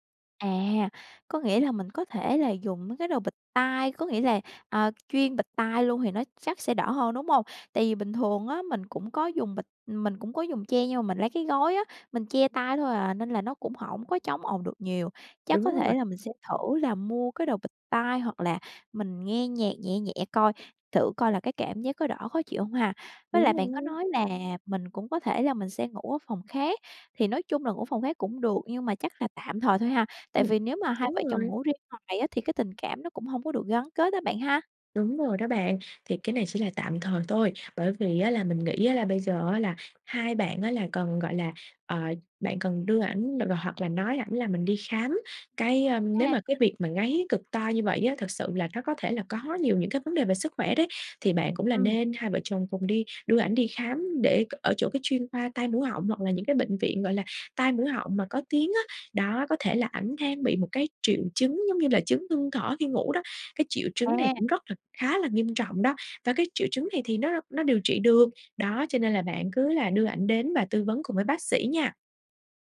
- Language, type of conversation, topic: Vietnamese, advice, Làm thế nào để xử lý tình trạng chồng/vợ ngáy to khiến cả hai mất ngủ?
- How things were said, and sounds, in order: tapping; other background noise